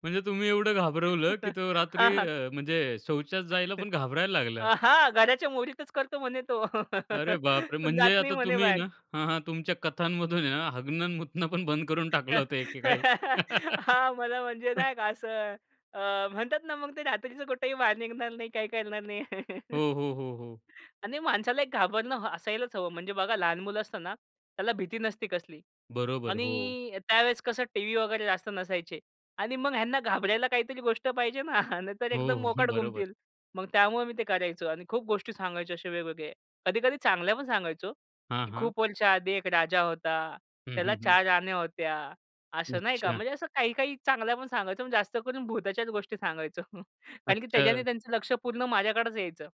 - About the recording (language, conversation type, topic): Marathi, podcast, तुम्ही लहान मुलांना रात्रीची गोष्ट कशी सांगता?
- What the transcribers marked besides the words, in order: other background noise; chuckle; chuckle; laugh; laughing while speaking: "पण जात नाही म्हणे बाहेर"; laugh; laugh; other noise; laugh; chuckle; chuckle